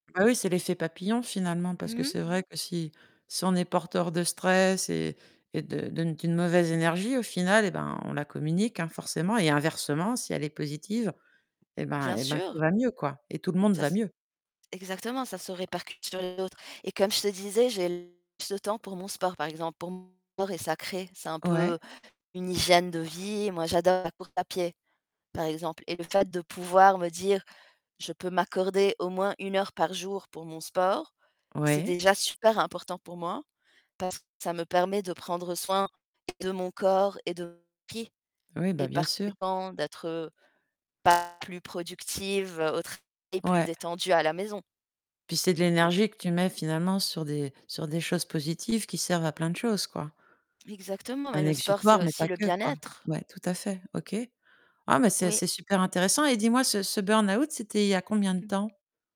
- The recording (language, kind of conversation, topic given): French, podcast, Comment gères-tu l’équilibre entre ta vie professionnelle et ta vie personnelle ?
- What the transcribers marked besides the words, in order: tapping; distorted speech; unintelligible speech